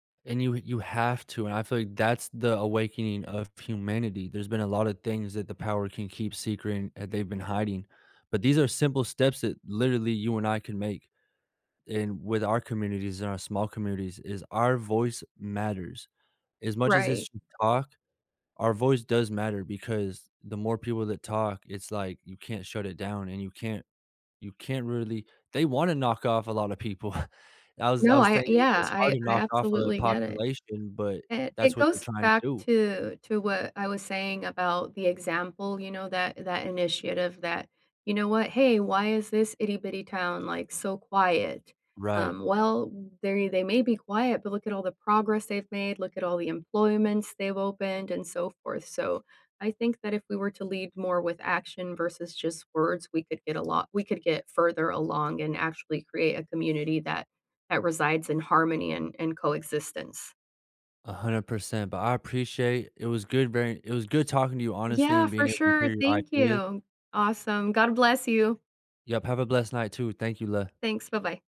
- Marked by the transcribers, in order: chuckle; tapping
- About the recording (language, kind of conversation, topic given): English, unstructured, How can your small actions in your community create ripples that reach the wider world?
- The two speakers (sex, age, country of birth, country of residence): female, 40-44, United States, United States; male, 30-34, United States, United States